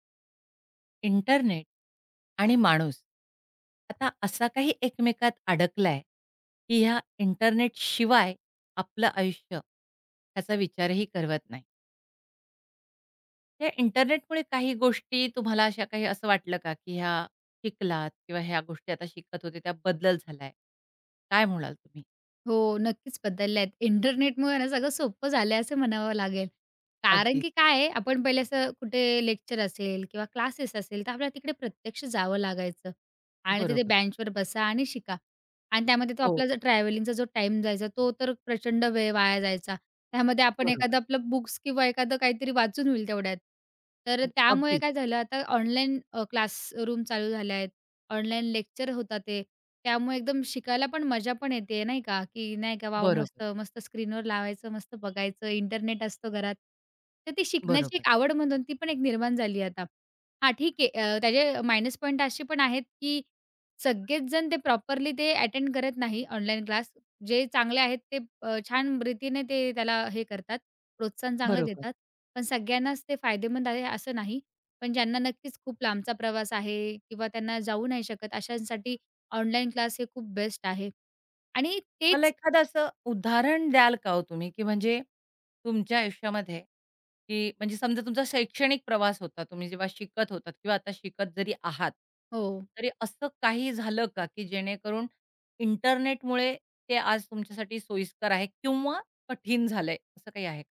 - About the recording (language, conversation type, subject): Marathi, podcast, इंटरनेटमुळे तुमच्या शिकण्याच्या पद्धतीत काही बदल झाला आहे का?
- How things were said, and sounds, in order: tapping; unintelligible speech; in English: "मायनस पॉईंट"; in English: "प्रॉपरली"; in English: "अटेंड"